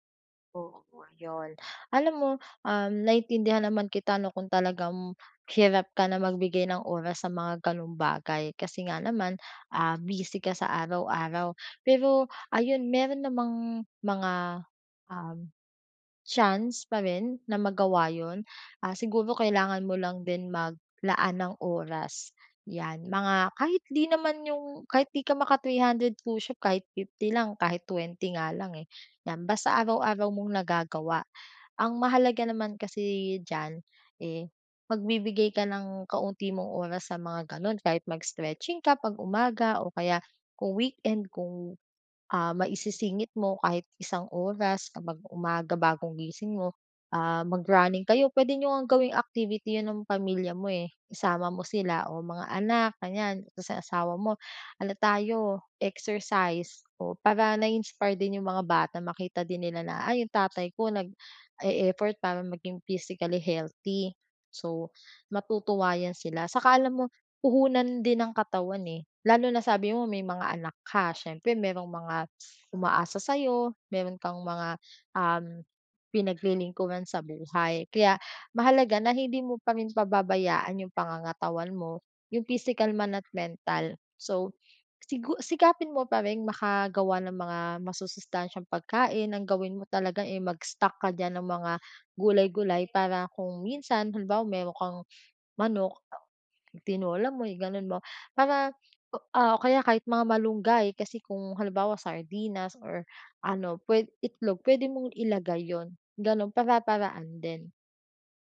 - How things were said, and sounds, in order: other animal sound; other background noise; tapping; other noise; dog barking
- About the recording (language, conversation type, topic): Filipino, advice, Paano ko mapapangalagaan ang pisikal at mental na kalusugan ko?